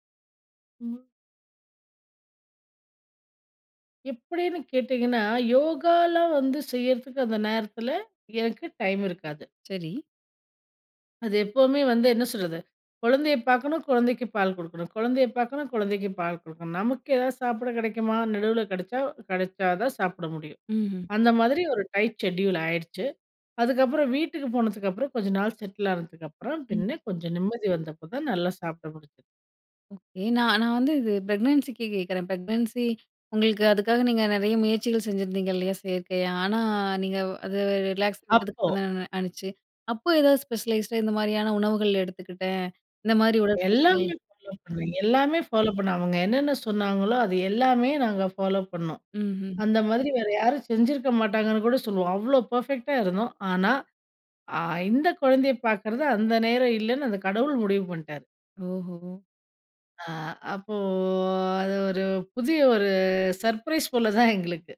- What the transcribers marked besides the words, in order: other background noise; in English: "டைட் ஷெட்யூல்"; in English: "ப்ரெக்னன்சிக்கு"; in English: "ப்ரெக்னன்சி"; in English: "ரிலாக்ஸ்"; in English: "ஸ்பெஷலைஸ்ட்டா"; in English: "பெர்ஃபெக்ட்டா"; drawn out: "அப்போ"
- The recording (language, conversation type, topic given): Tamil, podcast, உங்கள் வாழ்க்கை பற்றி பிறருக்கு சொல்லும் போது நீங்கள் எந்த கதை சொல்கிறீர்கள்?